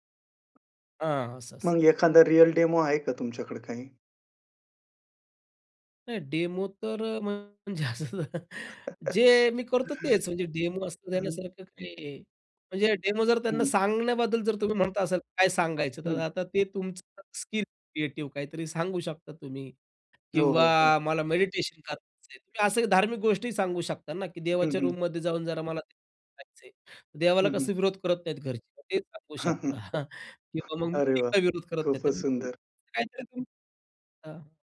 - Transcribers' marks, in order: other background noise; tapping; laughing while speaking: "असं"; chuckle; in English: "रूममध्ये"; unintelligible speech; chuckle
- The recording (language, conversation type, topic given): Marathi, podcast, तुझ्या रोजच्या धावपळीत तू स्वतःसाठी वेळ कसा काढतोस?